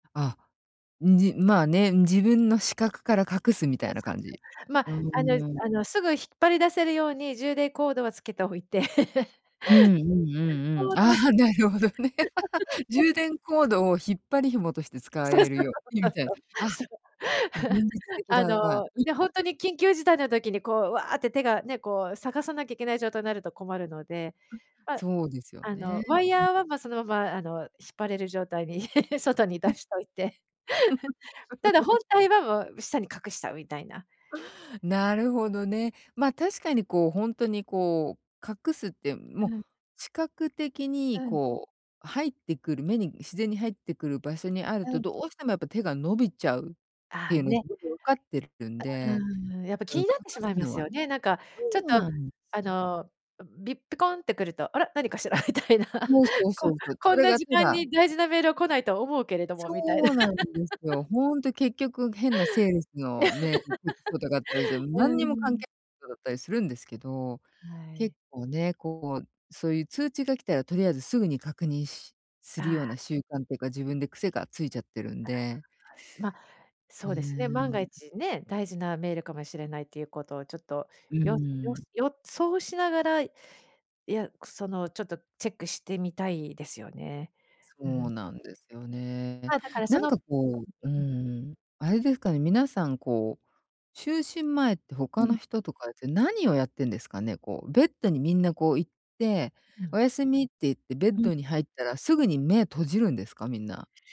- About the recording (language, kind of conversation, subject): Japanese, advice, 就寝前のルーティンを定着させるにはどうすればよいですか？
- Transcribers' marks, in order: unintelligible speech; laughing while speaking: "ああ、なるほどね"; laugh; unintelligible speech; laugh; anticipating: "そう そう そう そう そう … ちゃうみたいな"; laugh; other noise; laugh; tapping; laughing while speaking: "みたいな"; joyful: "そうなんですよ"; laugh; laugh; unintelligible speech